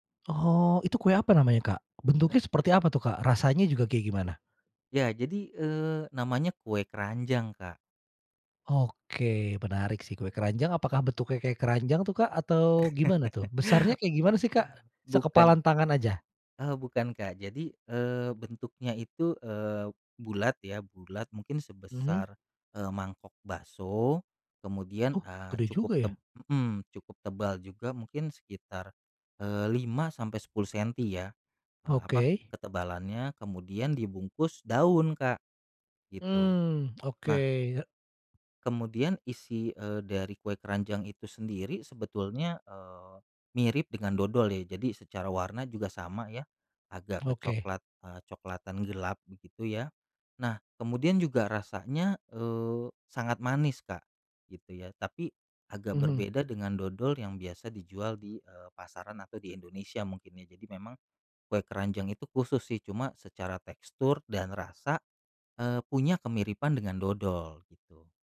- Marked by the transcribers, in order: laugh; other background noise
- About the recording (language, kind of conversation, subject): Indonesian, podcast, Ceritakan tradisi keluarga apa yang diwariskan dari generasi ke generasi dalam keluargamu?